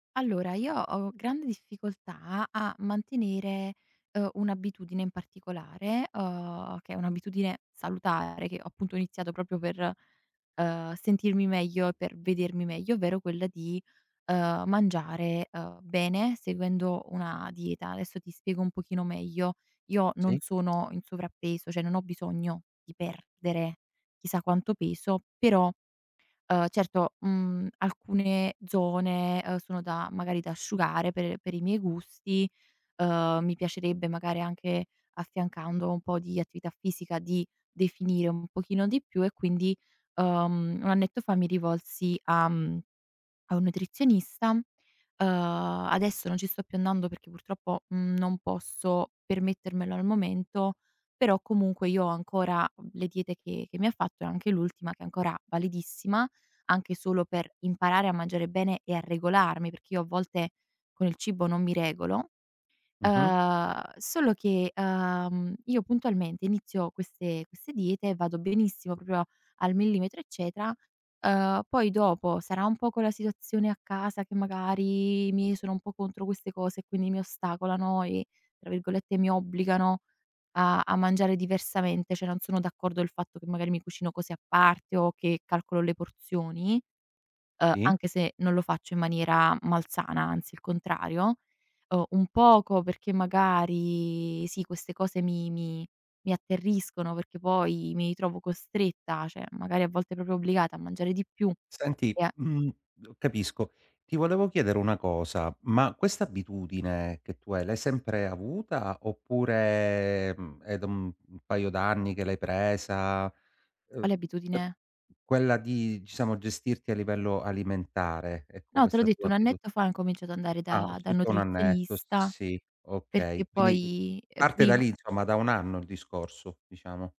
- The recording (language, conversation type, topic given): Italian, advice, Che cosa ti è successo dopo aver smesso di seguire una nuova abitudine sana?
- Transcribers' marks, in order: "Adesso" said as "aesso"; other background noise; "cioè" said as "ceh"; stressed: "perdere"; "Cioè" said as "ceh"; drawn out: "magari"; "ritrovo" said as "itrovo"; "cioè" said as "ceh"; other noise; drawn out: "Oppure"; "diciamo" said as "ciamo"